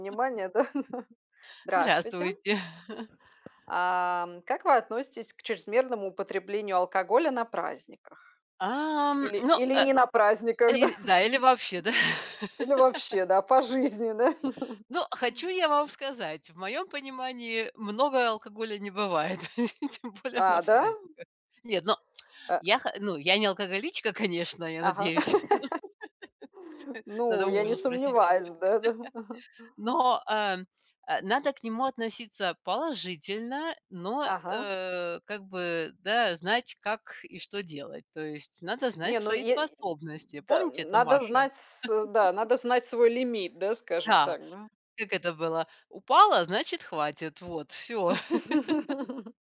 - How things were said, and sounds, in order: other background noise; laugh; tapping; chuckle; laughing while speaking: "да?"; laugh; laughing while speaking: "да?"; laugh; laugh; laughing while speaking: "тем более на праздниках"; laugh; laugh; background speech; laughing while speaking: "да-да"; laugh; laugh; laugh
- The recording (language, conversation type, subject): Russian, unstructured, Как вы относитесь к чрезмерному употреблению алкоголя на праздниках?